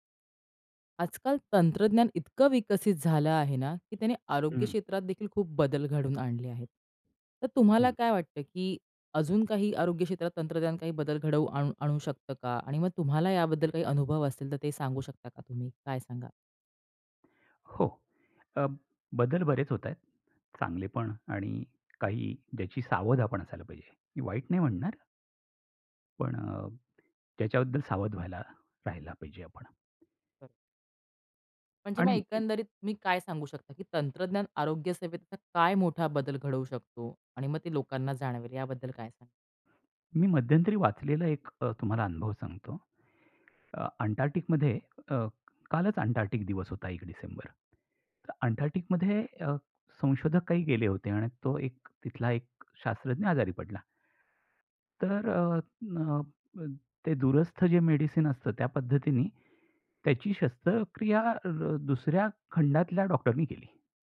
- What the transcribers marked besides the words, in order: other background noise; tapping
- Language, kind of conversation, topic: Marathi, podcast, आरोग्य क्षेत्रात तंत्रज्ञानामुळे कोणते बदल घडू शकतात, असे तुम्हाला वाटते का?